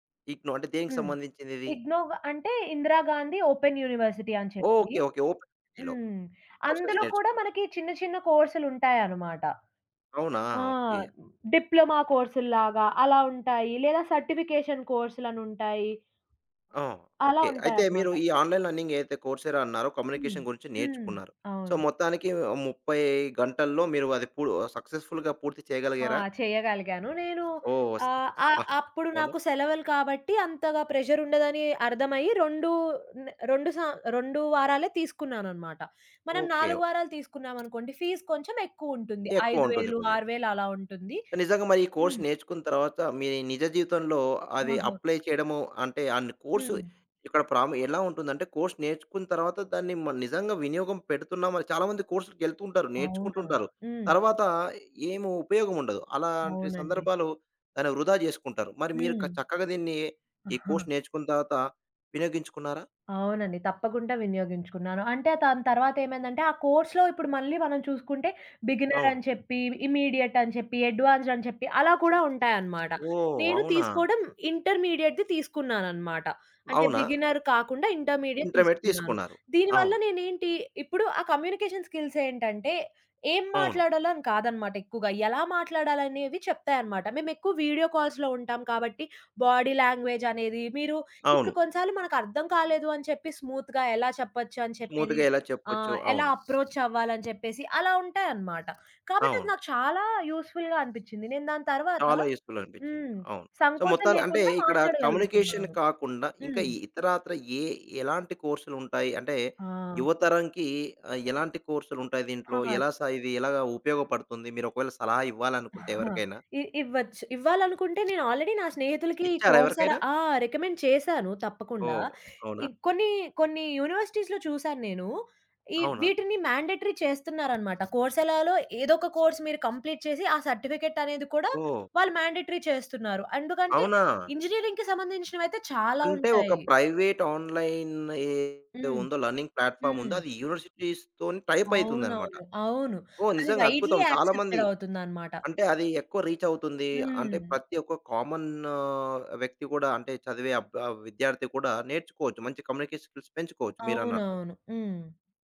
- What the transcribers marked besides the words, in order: in English: "ఇగ్నొవ్"; in English: "ఇగ్నోవ్"; in English: "డిప్లొమా"; in English: "సర్టిఫికేషన్"; other background noise; in English: "ఆన్‌లైన్ లర్నింగ్"; in English: "కమ్యూనికేషన్"; in English: "సో"; in English: "సక్సెస్‌ఫుల్‌గా"; in English: "ఫీజ్"; in English: "కోర్స్"; in English: "అప్లై"; in English: "కోర్స్"; in English: "కోర్స్"; giggle; in English: "కోర్స్‌లో"; in English: "ఇంటర్మీడియేట్‌ది"; in English: "ఇంటర్మీడియేట్"; in English: "ఇంటర్మీడియట్"; in English: "కమ్యూనికేషన్ స్కిల్స్"; in English: "వీడియో కాల్స్‌లో"; in English: "బాడీ లాంగ్వేజ్"; in English: "స్మూత్‌గా"; in English: "స్మూత్‌గా"; in English: "యూజ్‌ఫుల్‌గా"; in English: "యూజ్‌ఫుల్"; in English: "సో"; in English: "కమ్యూనికేషన్"; chuckle; in English: "ఆల్రెడీ"; in English: "రికమెండ్"; in English: "యూనివర్సిటీస్‌లో"; in English: "మ్యాండేటరి"; in English: "కోర్స్"; in English: "కంప్లీట్"; in English: "సర్టిఫికెట్"; in English: "మ్యాండేటరి"; in English: "ఆన్‌లైన్"; in English: "లెర్నింగ్ ప్లాట్‌ఫార్మ్"; in English: "యూనివర్సిటీస్‌తోని"; in English: "వైడ్లీ"; in English: "కమ్యూనికేషన్ స్కిల్స్"
- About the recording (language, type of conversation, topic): Telugu, podcast, ఆన్‌లైన్ లెర్నింగ్ మీకు ఎలా సహాయపడింది?